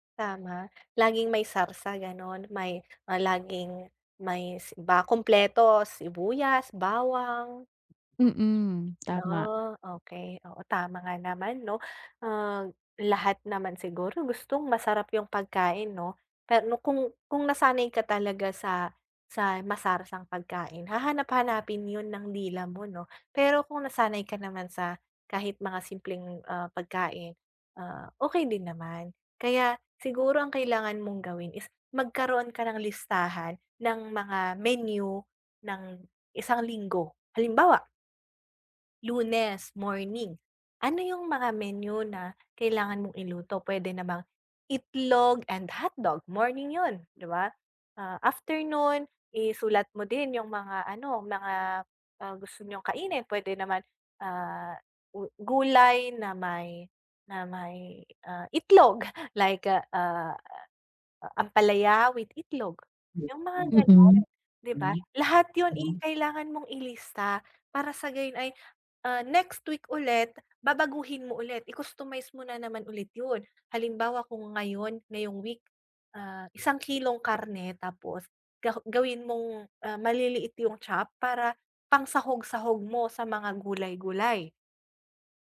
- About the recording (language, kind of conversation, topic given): Filipino, advice, Paano ako makakapagbadyet para sa masustansiyang pagkain bawat linggo?
- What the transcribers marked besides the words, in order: tapping; background speech